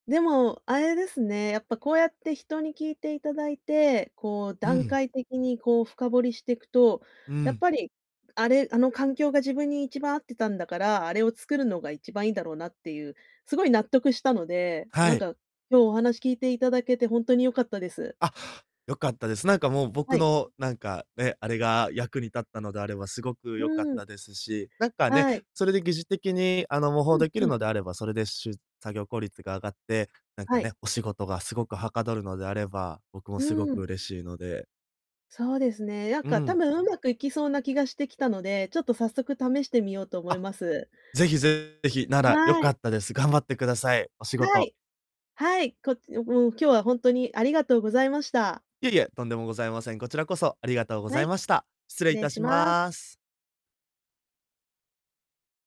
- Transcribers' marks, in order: distorted speech
- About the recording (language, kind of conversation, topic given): Japanese, advice, 集中できる作業環境を作れないのはなぜですか？